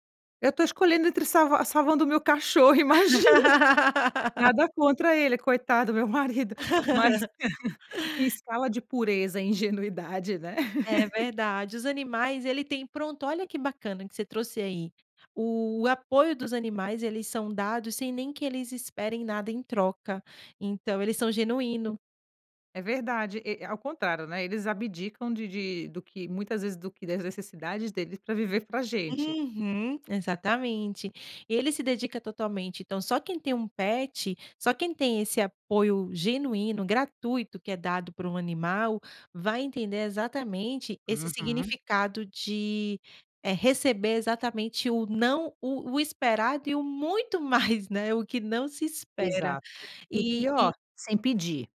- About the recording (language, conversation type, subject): Portuguese, podcast, Como lidar quando o apoio esperado não aparece?
- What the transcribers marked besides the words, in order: laugh; laughing while speaking: "imagina"; laugh; laughing while speaking: "meu marido"; laugh; laugh